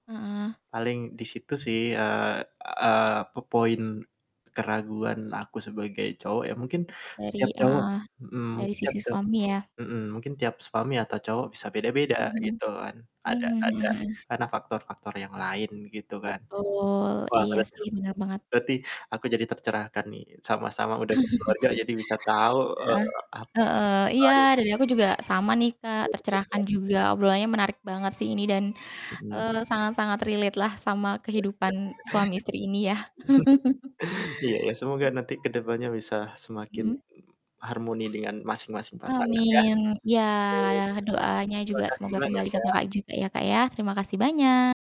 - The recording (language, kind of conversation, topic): Indonesian, unstructured, Apa saja tanda-tanda hubungan yang sehat menurutmu?
- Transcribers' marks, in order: distorted speech; other background noise; chuckle; unintelligible speech; unintelligible speech; in English: "relate"; chuckle; laugh; tapping; drawn out: "Ya"; static; unintelligible speech